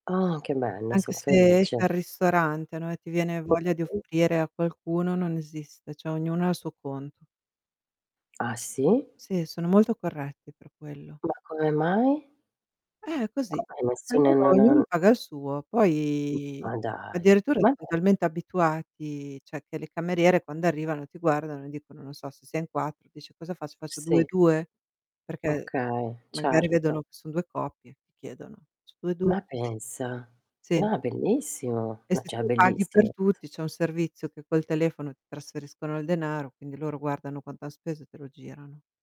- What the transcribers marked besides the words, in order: static; distorted speech; tapping; unintelligible speech; "cioè" said as "ceh"; "ognuno" said as "ognun"; drawn out: "poi"; "cioè" said as "ceh"; "cioè" said as "ceh"
- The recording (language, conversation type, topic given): Italian, unstructured, Quali sono i tuoi trucchi per organizzare al meglio la tua giornata?